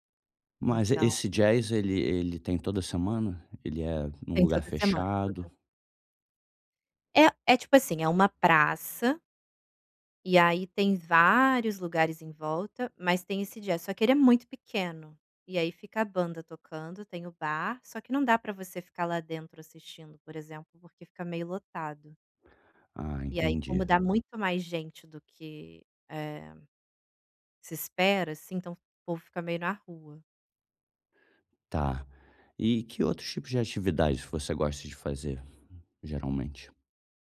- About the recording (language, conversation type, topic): Portuguese, advice, Como posso equilibrar o descanso e a vida social nos fins de semana?
- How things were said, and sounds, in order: tapping